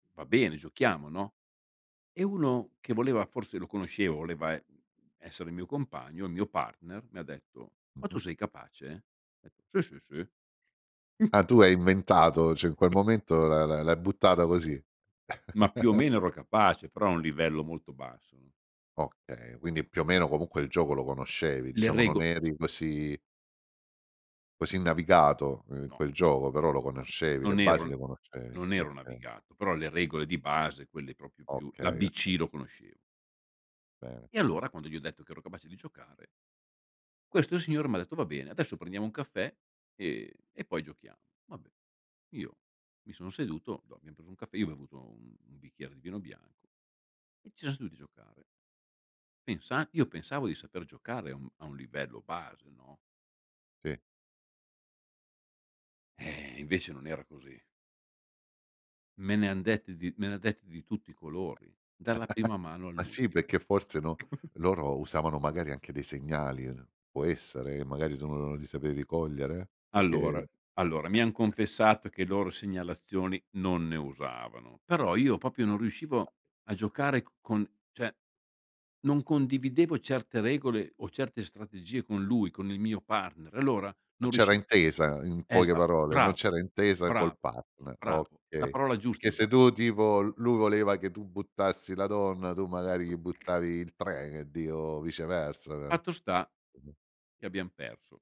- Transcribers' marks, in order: other noise; put-on voice: "Sì, sì, sì"; "cioè" said as "ceh"; tapping; other background noise; chuckle; "conoscevo" said as "conosceo"; unintelligible speech; chuckle; chuckle; "Allora" said as "allore"; "Perché" said as "pecché"; chuckle; "proprio" said as "popio"; "allora" said as "ellora"; "Perché" said as "peché"; "dico" said as "diho"; "viceversa" said as "viceversave"
- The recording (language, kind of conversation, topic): Italian, podcast, Puoi raccontarmi di un fallimento che ti ha insegnato qualcosa di importante?